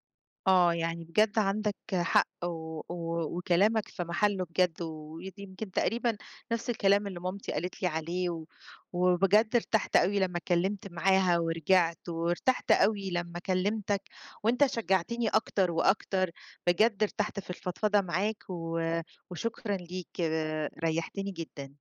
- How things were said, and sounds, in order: none
- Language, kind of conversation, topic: Arabic, advice, إزاي أتعامل مع إحساس الذنب لما آخد إجازة عشان أتعافى؟